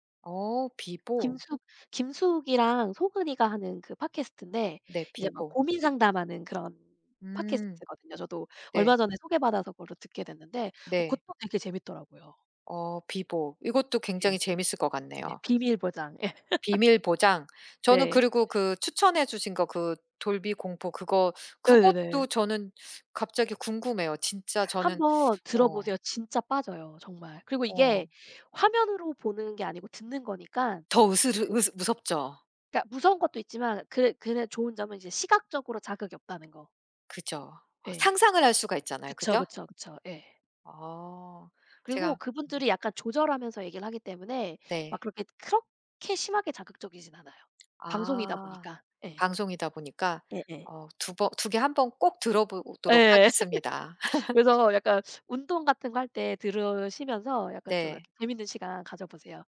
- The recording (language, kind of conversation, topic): Korean, unstructured, 운동할 때 음악과 팟캐스트 중 무엇을 듣는 것을 더 좋아하시나요?
- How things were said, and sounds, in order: tapping; other background noise; laughing while speaking: "예"; drawn out: "그렇게"; "들어보도록" said as "들어볼고도록"; laugh